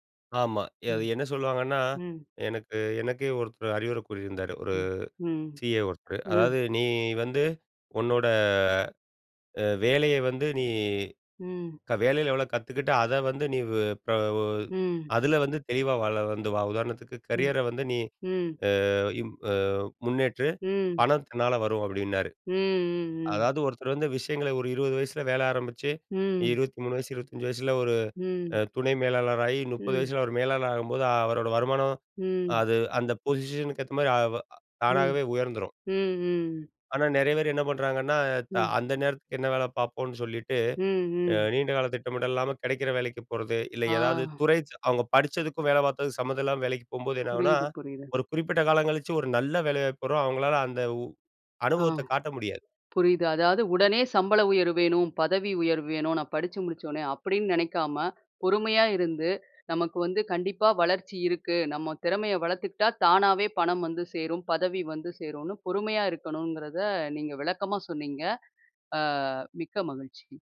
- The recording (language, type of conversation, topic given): Tamil, podcast, வேலை மாற்ற இப்போதே சரியான நேரமா, இல்லையா எதிர்கால வளர்ச்சிக்காக இன்னும் காத்திருக்கலாமா?
- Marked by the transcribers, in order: in English: "கரியர"; in English: "பொசிஷனுக்கு"; other noise